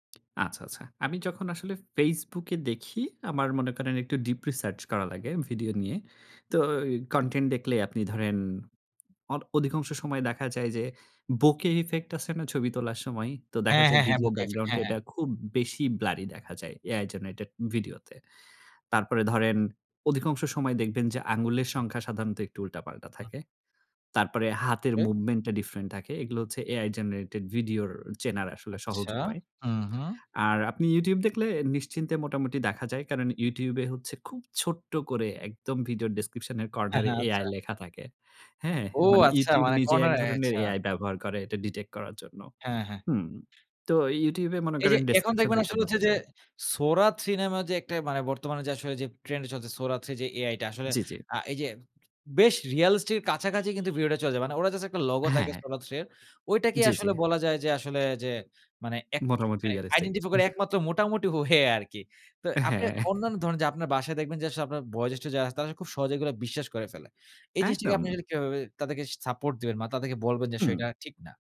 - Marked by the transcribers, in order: in English: "ডিপ রিসার্চ"; tapping; in English: "বোকে ইফেক্ট"; in English: "ব্যাকগ্রাউন্ড"; in English: "মুভমেন্ট"; in English: "ডিফরেন্ট"; in English: "ডিটেক্ট"; in English: "রিয়ালিস্টক"; horn; in English: "আইডেন্টিফাই"; in English: "রিয়ালিস্টিক"; scoff; scoff
- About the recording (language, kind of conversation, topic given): Bengali, podcast, সামাজিক মাধ্যম ব্যবহার করতে গিয়ে মনোযোগ নষ্ট হওয়া থেকে নিজেকে কীভাবে সামলান?